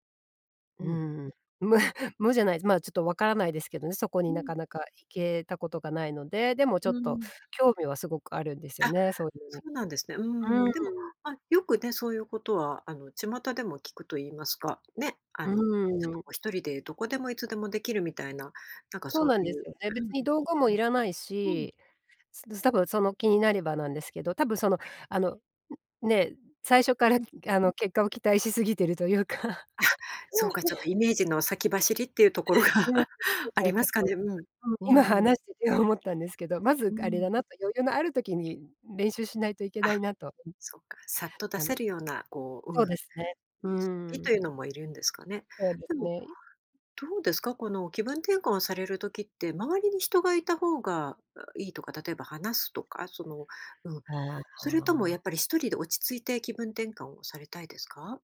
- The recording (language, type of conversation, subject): Japanese, podcast, 行き詰まったとき、何をして気分転換しますか？
- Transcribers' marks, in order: laughing while speaking: "無"; other noise; laughing while speaking: "というか"; laugh; laughing while speaking: "ところが"; unintelligible speech; other background noise